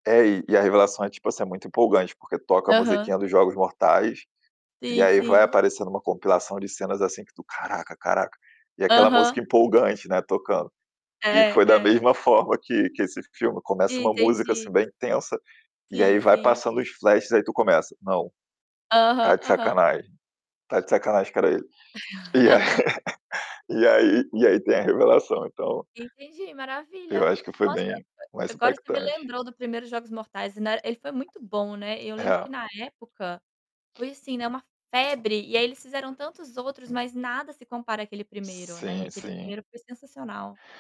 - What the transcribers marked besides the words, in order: other background noise; static; in English: "flashes"; laugh; laughing while speaking: "E aí"; tapping
- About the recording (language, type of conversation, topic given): Portuguese, unstructured, O que é mais surpreendente: uma revelação num filme ou uma reviravolta num livro?